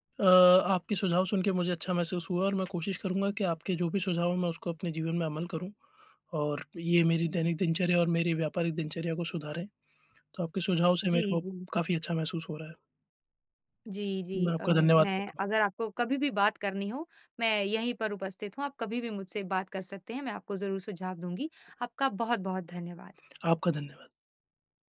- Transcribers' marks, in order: none
- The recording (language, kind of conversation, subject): Hindi, advice, लगातार टालमटोल करके काम शुरू न कर पाना